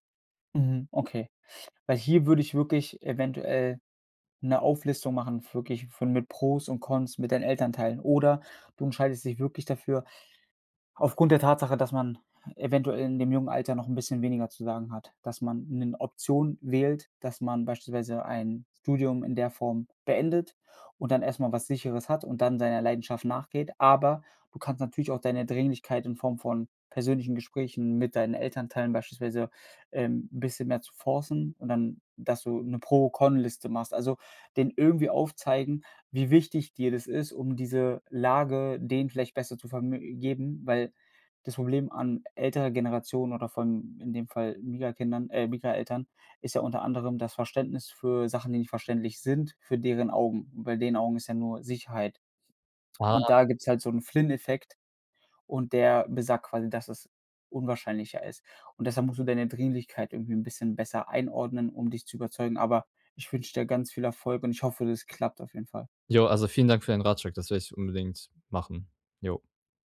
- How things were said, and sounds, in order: in English: "forcen"
- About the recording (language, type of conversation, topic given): German, advice, Wie überwinde ich Zweifel und bleibe nach einer Entscheidung dabei?